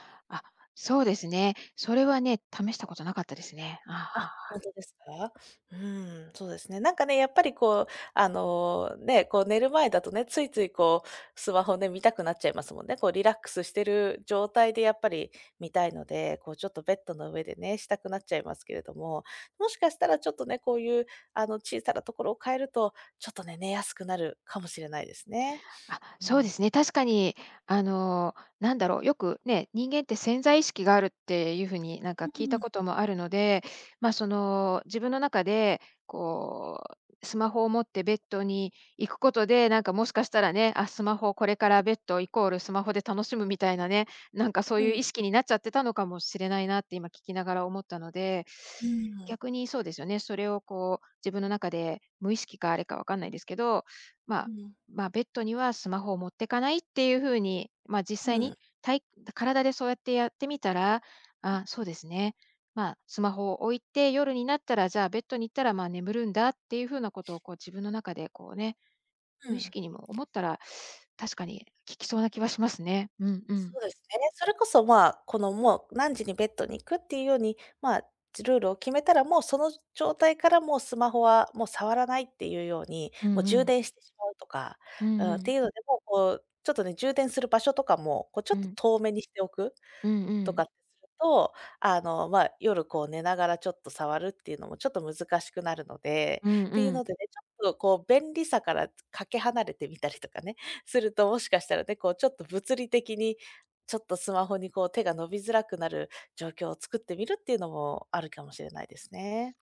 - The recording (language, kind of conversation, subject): Japanese, advice, 就寝前にスマホが手放せなくて眠れないのですが、どうすればやめられますか？
- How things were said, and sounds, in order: other background noise